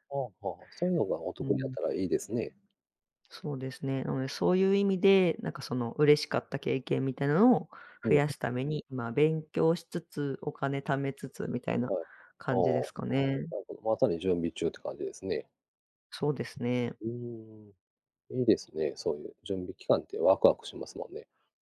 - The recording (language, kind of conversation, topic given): Japanese, unstructured, 仕事で一番嬉しかった経験は何ですか？
- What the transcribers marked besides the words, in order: other background noise